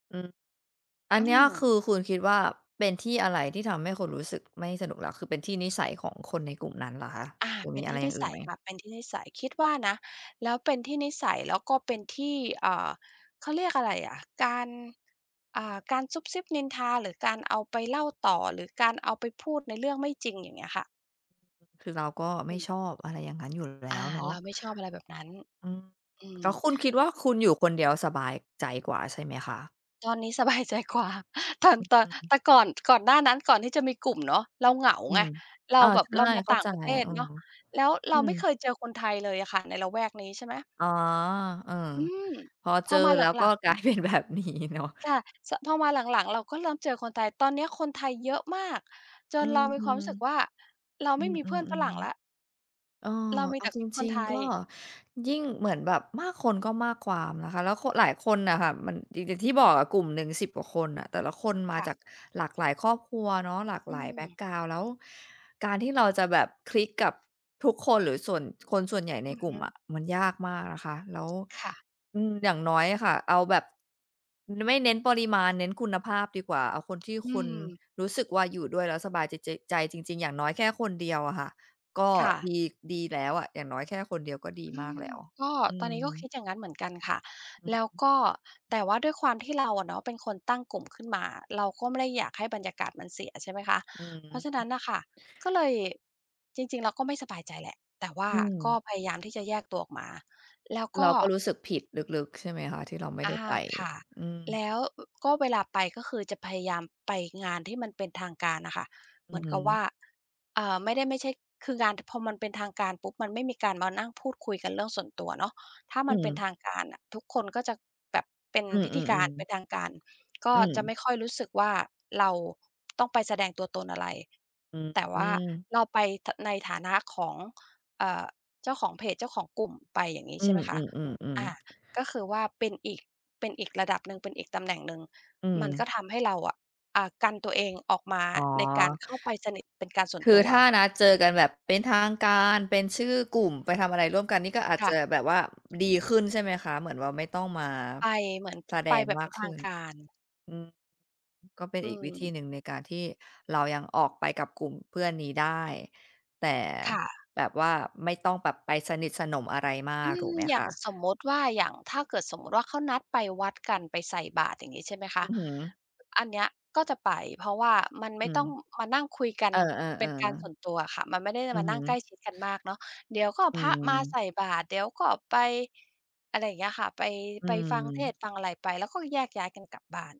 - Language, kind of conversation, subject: Thai, advice, ทำไมฉันถึงรู้สึกโดดเดี่ยวแม้อยู่กับกลุ่มเพื่อน?
- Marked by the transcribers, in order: other background noise; tapping; unintelligible speech; other noise; laughing while speaking: "แบบนี้เนาะ"